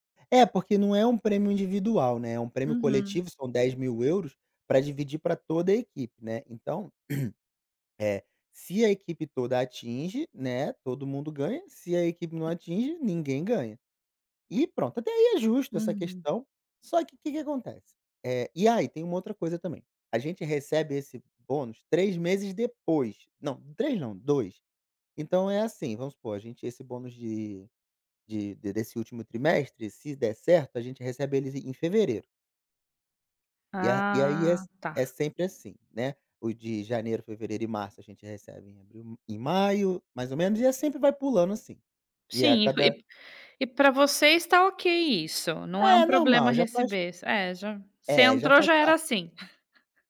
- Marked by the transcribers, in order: throat clearing; chuckle
- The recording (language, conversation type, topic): Portuguese, advice, Como descrever a pressão no trabalho para aceitar horas extras por causa da cultura da empresa?
- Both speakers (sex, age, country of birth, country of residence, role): female, 35-39, Brazil, Italy, advisor; male, 35-39, Brazil, Portugal, user